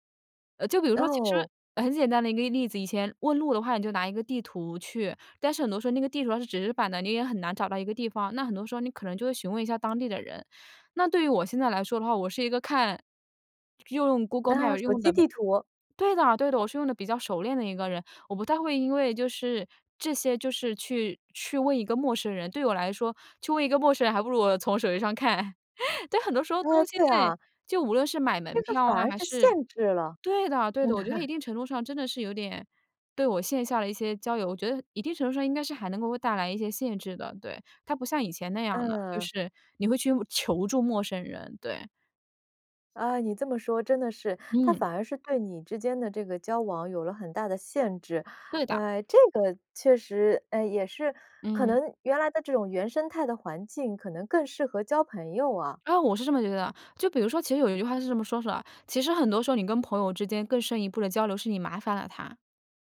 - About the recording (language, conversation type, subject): Chinese, podcast, 在旅途中你如何结交当地朋友？
- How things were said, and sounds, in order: chuckle; chuckle